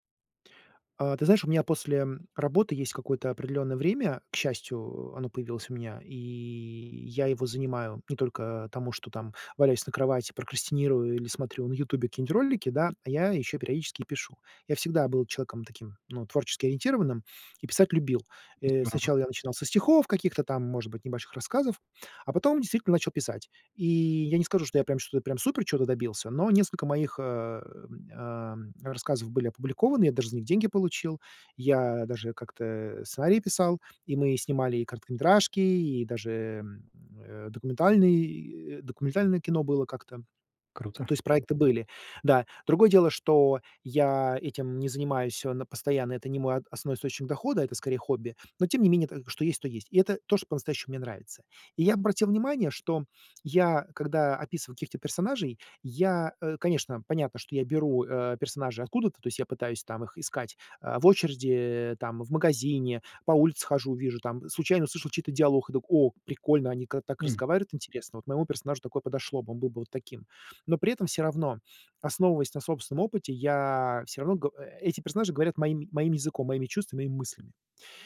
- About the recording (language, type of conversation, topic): Russian, advice, Как письмо может помочь мне лучше понять себя и свои чувства?
- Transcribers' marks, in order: tapping